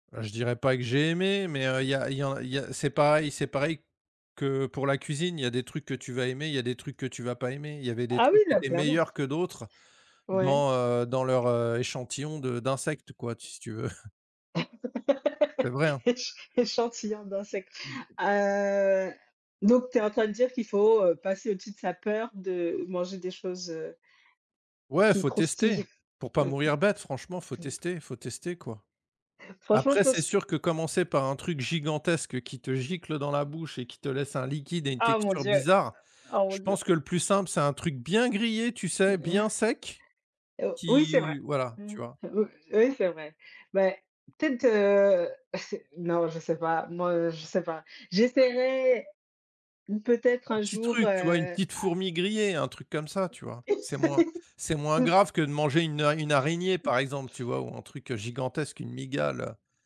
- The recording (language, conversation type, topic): French, unstructured, As-tu une anecdote drôle liée à un repas ?
- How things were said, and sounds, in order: background speech; other background noise; stressed: "meilleurs"; chuckle; laugh; drawn out: "Heu"; tapping; chuckle; disgusted: "Ah mon Dieu ! Oh mon Dieu"; chuckle; stressed: "bien"; stressed: "sec"; other noise; laugh